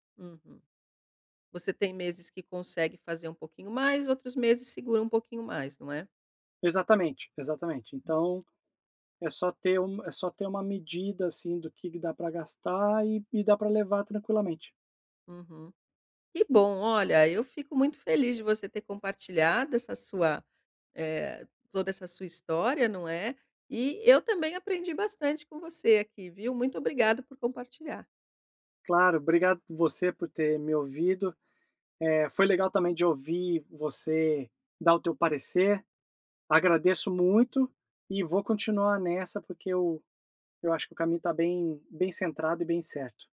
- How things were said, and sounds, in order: none
- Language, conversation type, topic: Portuguese, advice, Como equilibrar o crescimento da minha empresa com a saúde financeira?